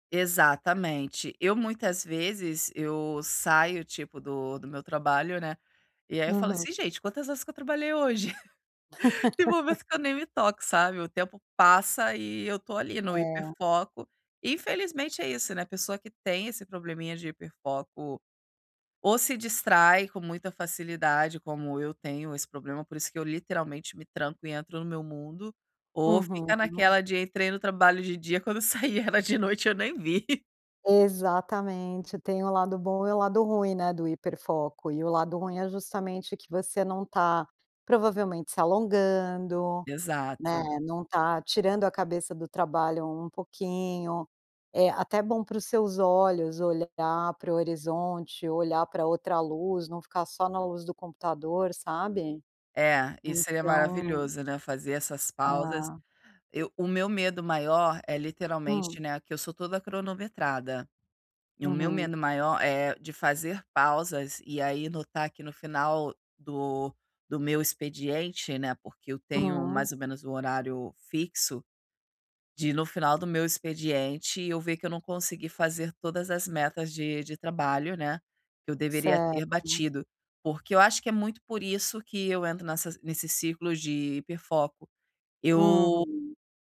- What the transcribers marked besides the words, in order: laugh
- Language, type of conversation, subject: Portuguese, advice, Como posso equilibrar o trabalho com pausas programadas sem perder o foco e a produtividade?